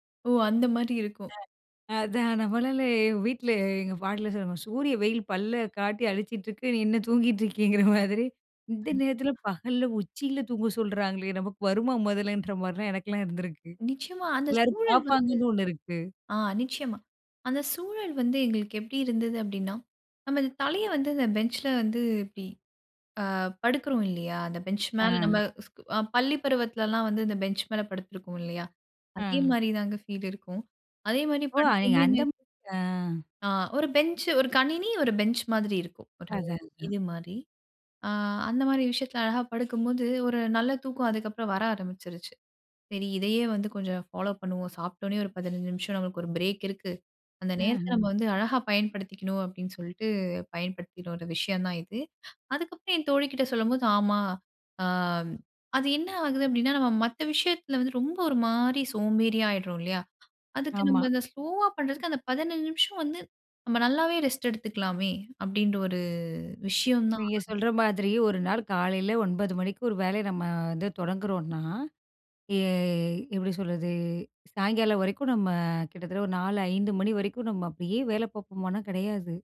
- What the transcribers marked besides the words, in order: laughing while speaking: "நீ என்ன தூங்கிட்டு இருக்கீங்கிற மாதிரி"; unintelligible speech; other background noise; unintelligible speech; drawn out: "ஏ"
- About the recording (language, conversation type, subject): Tamil, podcast, சிறிய ஓய்வுத் தூக்கம் (பவர் நாப்) எடுக்க நீங்கள் எந்த முறையைப் பின்பற்றுகிறீர்கள்?